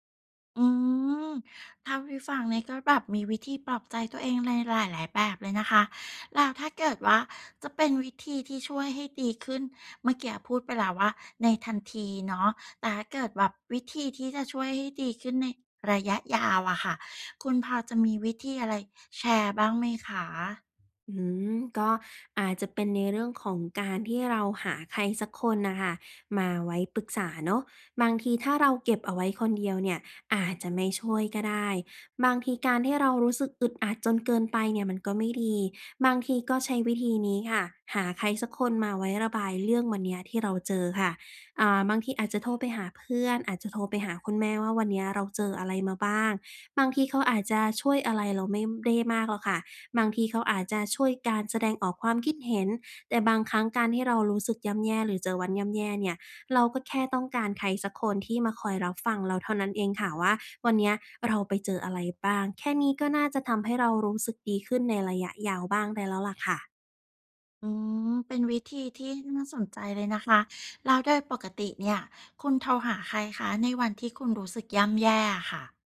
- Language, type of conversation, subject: Thai, podcast, ในช่วงเวลาที่ย่ำแย่ คุณมีวิธีปลอบใจตัวเองอย่างไร?
- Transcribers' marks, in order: none